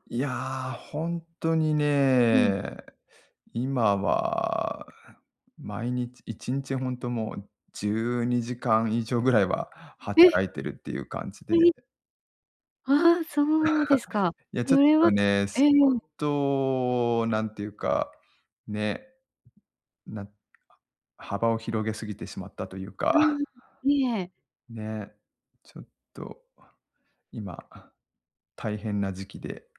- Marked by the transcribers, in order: other noise; chuckle; unintelligible speech
- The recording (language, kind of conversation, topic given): Japanese, advice, 創作に使う時間を確保できずに悩んでいる